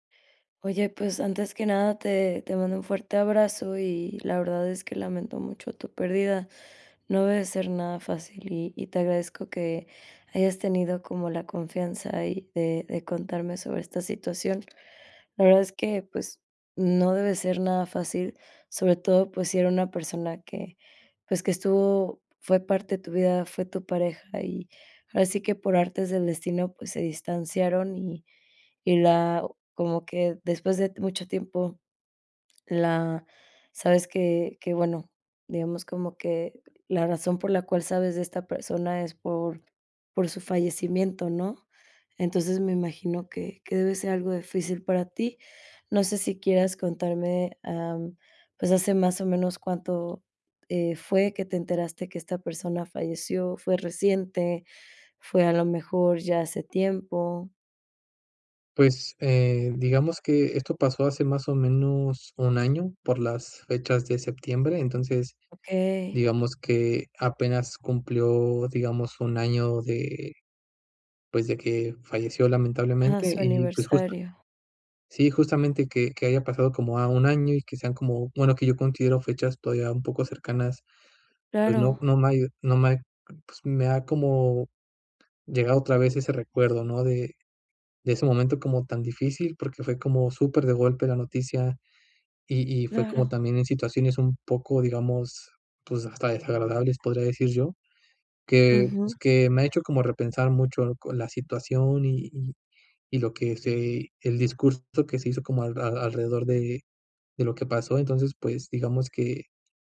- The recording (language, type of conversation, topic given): Spanish, advice, ¿Cómo me afecta pensar en mi ex todo el día y qué puedo hacer para dejar de hacerlo?
- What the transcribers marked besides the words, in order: other background noise